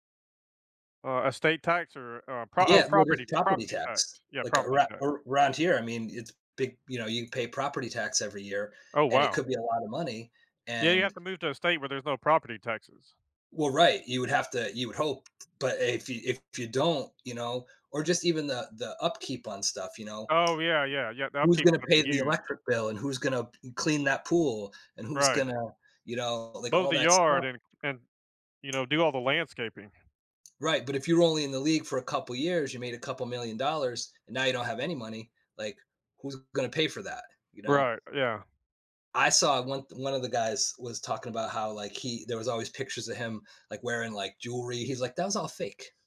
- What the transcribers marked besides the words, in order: tapping; other background noise
- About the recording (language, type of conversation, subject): English, unstructured, What habits or strategies help you stick to your savings goals?